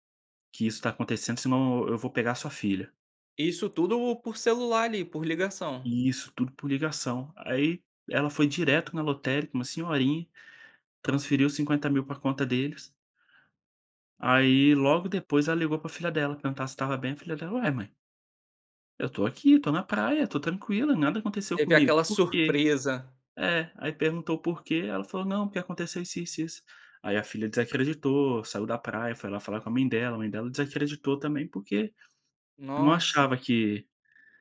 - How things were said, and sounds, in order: other background noise
- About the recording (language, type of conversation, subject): Portuguese, podcast, Como a tecnologia mudou o seu dia a dia?